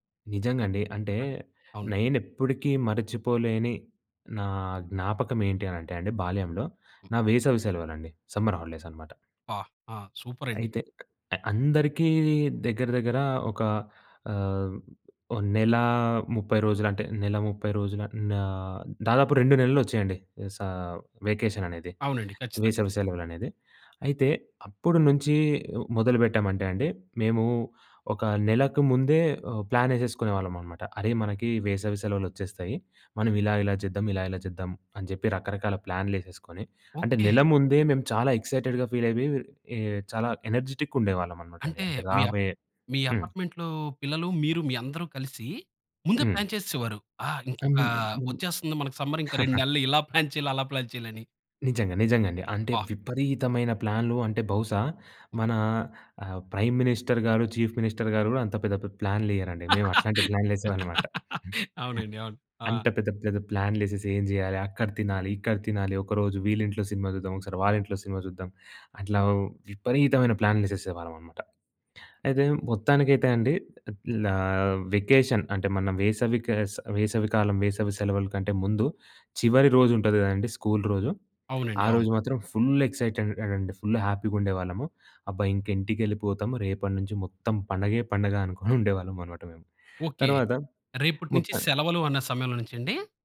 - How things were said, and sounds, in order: in English: "సమ్మర్ హాలిడేస్"; in English: "సూపర్"; in English: "వెకేషన్"; in English: "ఎక్సైటెడ్‌గా ఫీల్"; in English: "ఎనర్జిటిక్‌గా"; in English: "అపార్ట్మెంట్లో"; in English: "సమ్మర్"; in English: "ప్లాన్"; chuckle; other noise; in English: "ప్రైమ్ మినిస్టర్"; in English: "చీఫ్ మినిస్టర్"; laugh; in English: "వెకేషన్"; in English: "ఫుల్ ఎక్సైటెడ్"; in English: "ఫుల్ హ్యాపీ"; chuckle
- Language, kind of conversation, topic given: Telugu, podcast, మీ బాల్యంలో మీకు అత్యంత సంతోషాన్ని ఇచ్చిన జ్ఞాపకం ఏది?